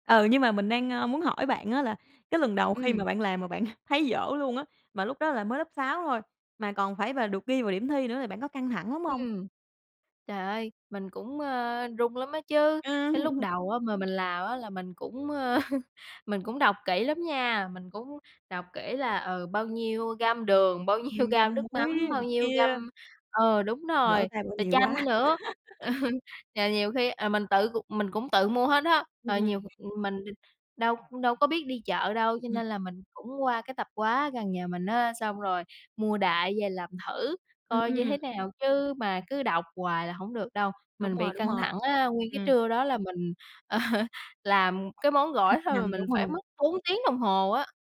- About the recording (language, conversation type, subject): Vietnamese, podcast, Lần bạn thử làm một món mới thành công nhất diễn ra như thế nào?
- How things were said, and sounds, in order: tapping; chuckle; other background noise; laughing while speaking: "Ừ"; laugh; laughing while speaking: "nhiêu"; chuckle; laugh; laugh